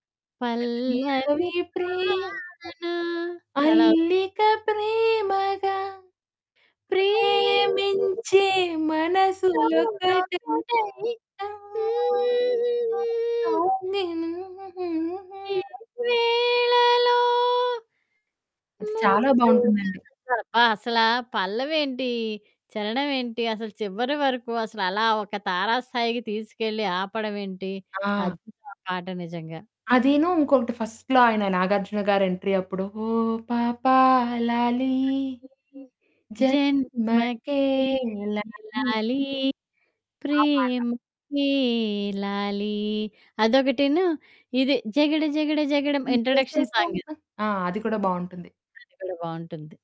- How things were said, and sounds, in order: singing: "పల్లవి పాడనా"; singing: "పల్లవి ప్రేమ అది, అలికా ప్రేమగా ప్రేమించే మనసులోకటై"; singing: "ప్రేమించే ఒకటై హ్మ్, హ్మ్, హ్మ్"; unintelligible speech; humming a tune; unintelligible speech; humming a tune; singing: "ఈ వేళలో ముద్దుగా"; static; in English: "ఫస్ట్‌లో"; in English: "ఎంట్రీ"; singing: "లాలి జన్మకే లాలి ప్రేమకే లాలి"; singing: "ఓహ్ పాపా లాలి జన్మకే లాలి"; distorted speech; singing: "జగడ జగడ జగడం"; in English: "ఇంట్రోడక్షన్ సాంగ్"; singing: "నువు చేసేశావా"
- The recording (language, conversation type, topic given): Telugu, podcast, ఫిల్మ్‌గీతాలు నీ సంగీతస్వరూపాన్ని ఎలా తీర్చిదిద్దాయి?